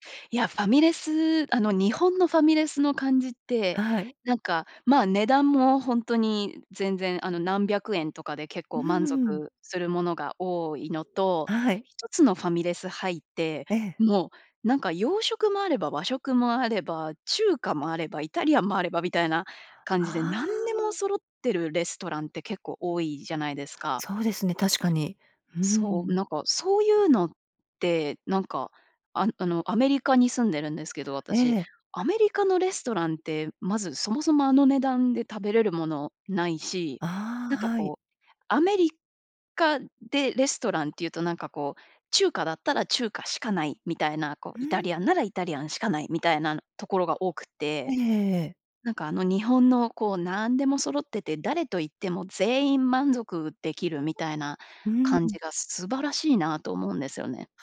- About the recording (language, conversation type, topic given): Japanese, podcast, 故郷で一番恋しいものは何ですか？
- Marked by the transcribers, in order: none